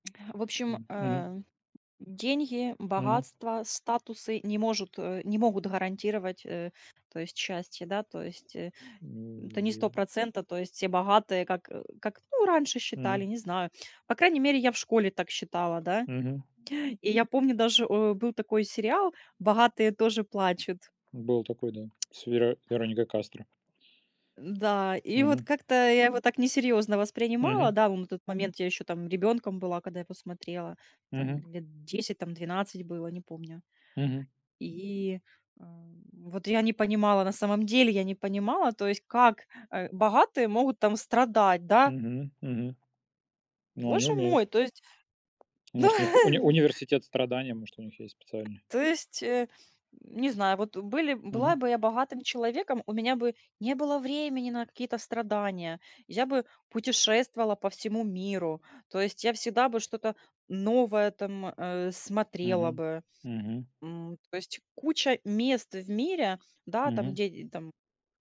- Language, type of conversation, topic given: Russian, unstructured, Что для вас важнее: быть богатым или счастливым?
- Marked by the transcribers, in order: tapping; other background noise; laugh